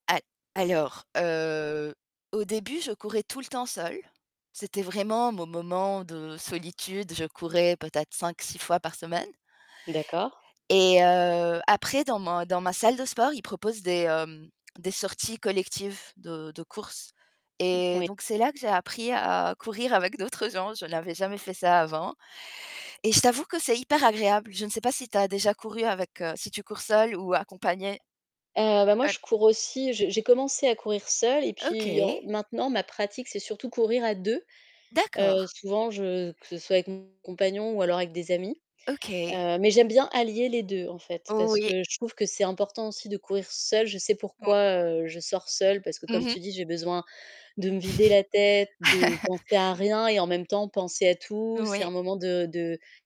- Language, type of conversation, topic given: French, unstructured, Qu’est-ce que tu apprends en pratiquant ton activité préférée ?
- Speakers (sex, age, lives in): female, 35-39, France; female, 35-39, Netherlands
- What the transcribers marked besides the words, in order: other noise; distorted speech; tapping; stressed: "seule"; chuckle